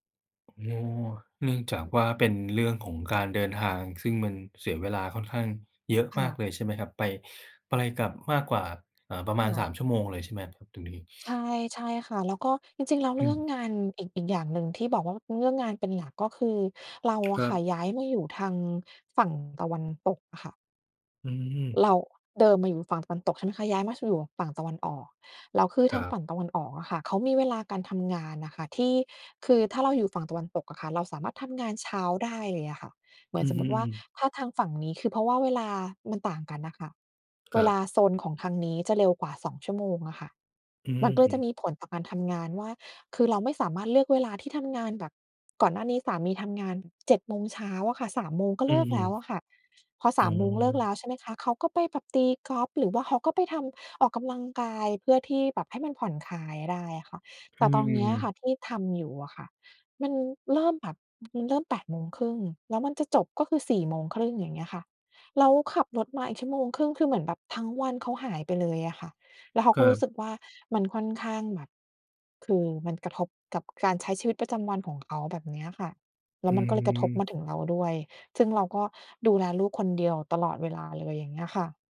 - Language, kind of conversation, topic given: Thai, advice, ฉันควรย้ายเมืองหรืออยู่ต่อดี?
- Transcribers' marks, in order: tapping